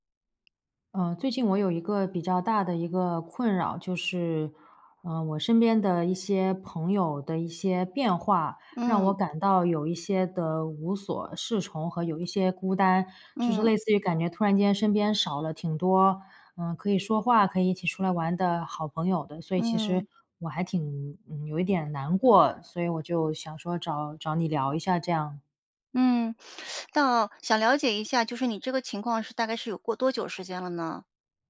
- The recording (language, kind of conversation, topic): Chinese, advice, 朋友圈的变化是如何影响并重塑你的社交生活的？
- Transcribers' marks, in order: other background noise; teeth sucking; "到" said as "那"